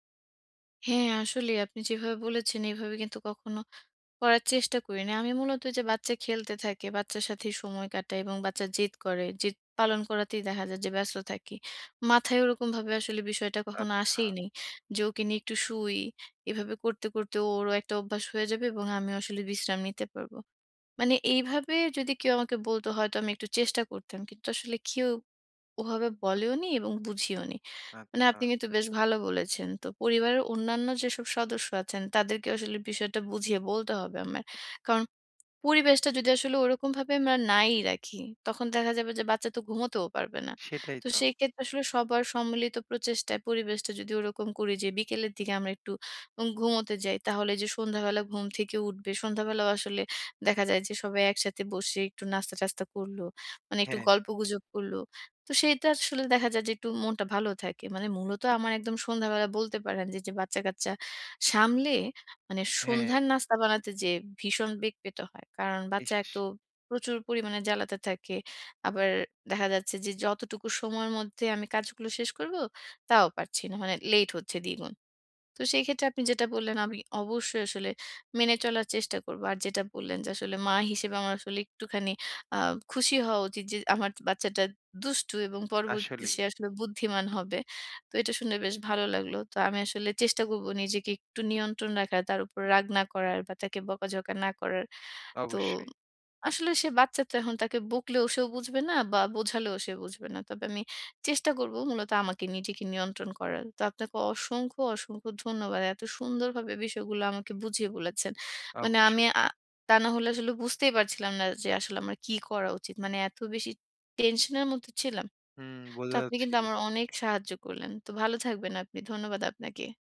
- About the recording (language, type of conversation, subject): Bengali, advice, সন্ধ্যায় কীভাবে আমি শান্ত ও নিয়মিত রুটিন গড়ে তুলতে পারি?
- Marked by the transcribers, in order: lip smack